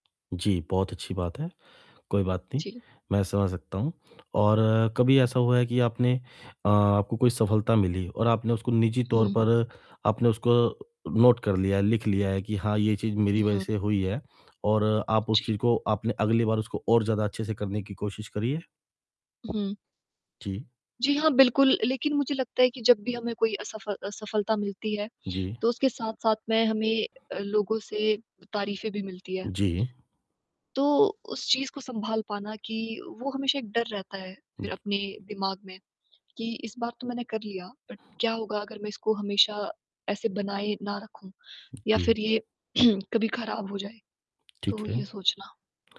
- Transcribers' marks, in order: distorted speech; static; in English: "नोट"; other background noise; in English: "बट"; throat clearing
- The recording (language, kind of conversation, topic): Hindi, advice, मैं अपनी योग्यता और मिली तारीफों को शांत मन से कैसे स्वीकार करूँ?
- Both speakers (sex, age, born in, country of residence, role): female, 20-24, India, India, user; male, 35-39, India, India, advisor